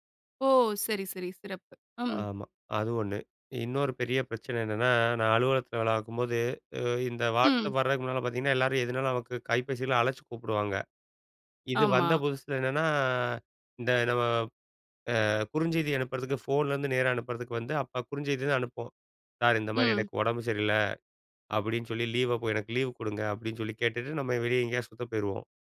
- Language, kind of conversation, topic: Tamil, podcast, வாட்ஸ்‑அப் அல்லது மெஸேஞ்சரைப் பயன்படுத்தும் பழக்கத்தை நீங்கள் எப்படி நிர்வகிக்கிறீர்கள்?
- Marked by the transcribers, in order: none